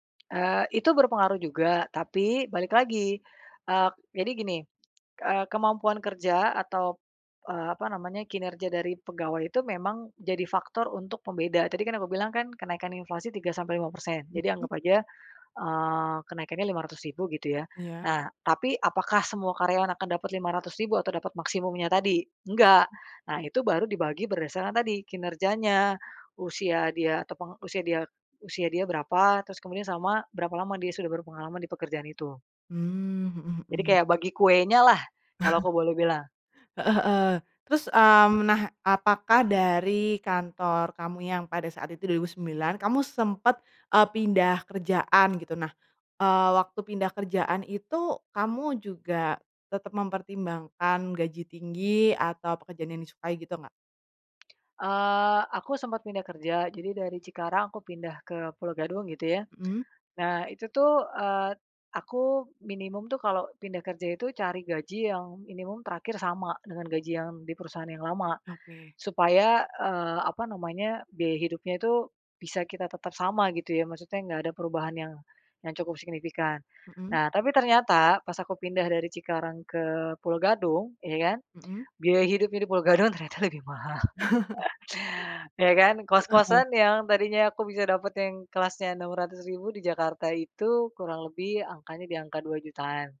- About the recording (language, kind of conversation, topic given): Indonesian, podcast, Bagaimana kamu memilih antara gaji tinggi dan pekerjaan yang kamu sukai?
- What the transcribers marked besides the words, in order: tapping; other background noise; laugh